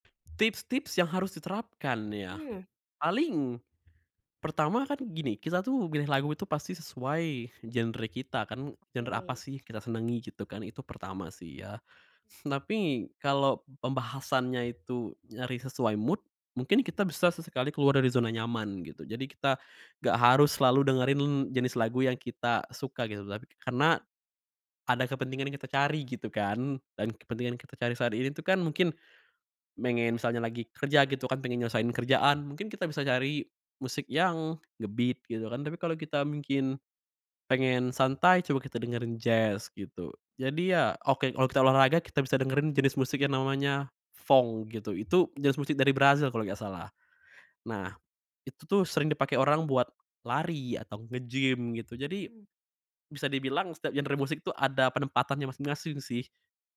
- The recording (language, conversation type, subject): Indonesian, podcast, Bagaimana musik memengaruhi suasana hatimu sehari-hari?
- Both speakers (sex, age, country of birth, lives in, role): female, 25-29, Indonesia, Indonesia, host; male, 20-24, Indonesia, Hungary, guest
- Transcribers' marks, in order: other background noise; in English: "mood"; in English: "nge-beat"